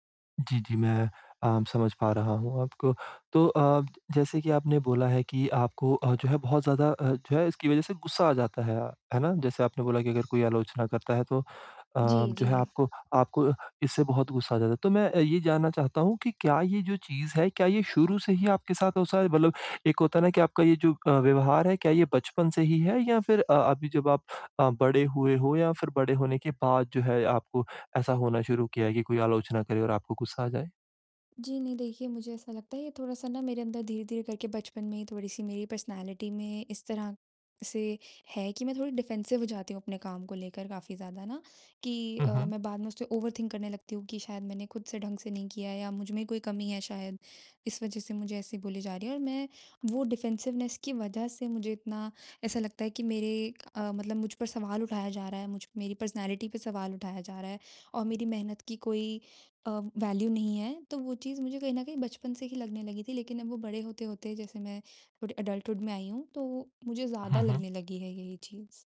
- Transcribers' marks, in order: static; distorted speech; tapping; in English: "पर्सनैलिटी"; in English: "डिफेंसिव"; in English: "ओवरथिंक"; in English: "डिफेंसिवनेस"; in English: "पर्सनैलिटी"; in English: "वैल्यू"; in English: "एडल्टहुड"
- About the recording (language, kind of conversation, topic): Hindi, advice, आलोचना सुनकर मैं अक्सर निराश और गुस्सा क्यों हो जाता हूँ?